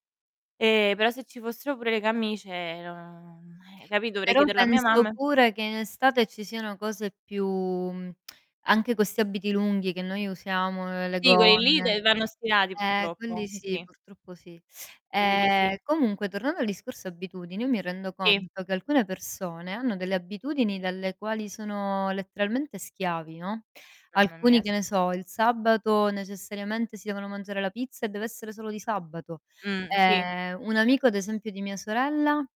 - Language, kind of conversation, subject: Italian, unstructured, Che cosa ti sorprende di più nelle abitudini delle altre persone?
- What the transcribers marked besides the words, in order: "camicie" said as "cammicie"; drawn out: "non"; distorted speech; drawn out: "più"; lip smack; other background noise; teeth sucking; drawn out: "sono"; drawn out: "ehm"; static